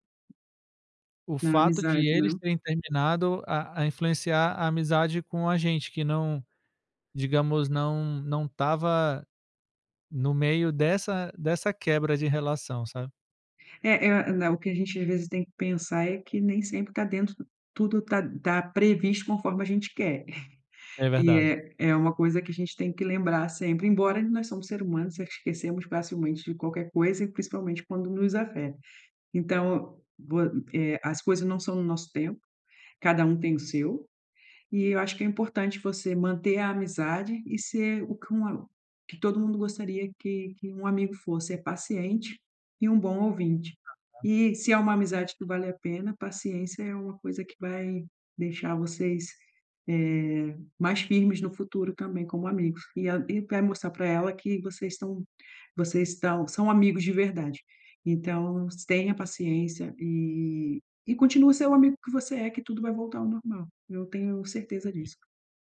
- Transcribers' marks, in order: tapping; giggle
- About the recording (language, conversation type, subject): Portuguese, advice, Como resolver desentendimentos com um amigo próximo sem perder a amizade?